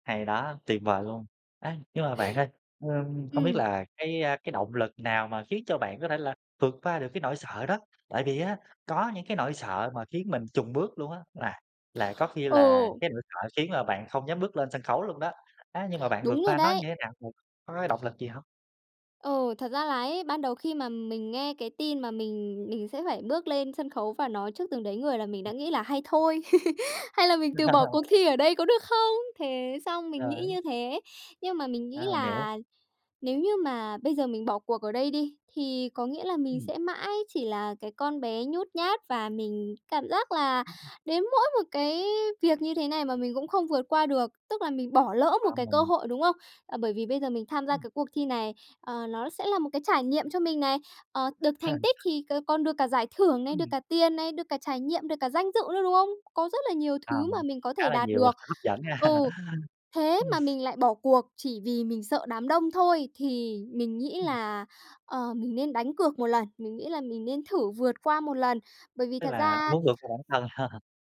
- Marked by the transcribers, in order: tapping; laugh; other noise; laugh; laughing while speaking: "Ờ"; laugh; laughing while speaking: "ha"; blowing; laugh
- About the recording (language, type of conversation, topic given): Vietnamese, podcast, Bạn đã vượt qua nỗi sợ lớn nhất của mình như thế nào?
- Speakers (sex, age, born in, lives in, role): female, 20-24, Vietnam, Japan, guest; male, 30-34, Vietnam, Vietnam, host